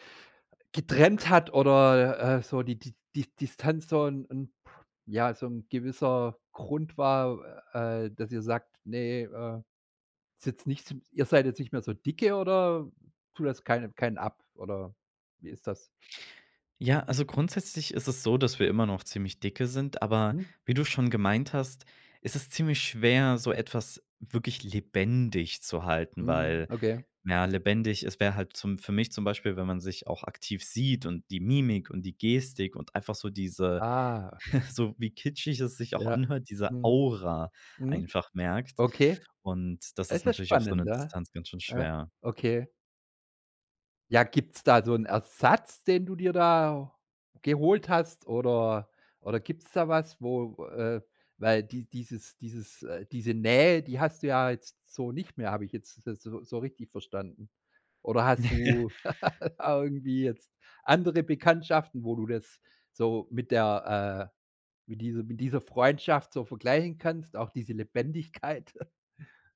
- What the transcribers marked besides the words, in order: stressed: "lebendig"; chuckle; stressed: "diese Aura"; giggle; chuckle
- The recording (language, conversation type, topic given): German, podcast, Wie hältst du Fernfreundschaften lebendig?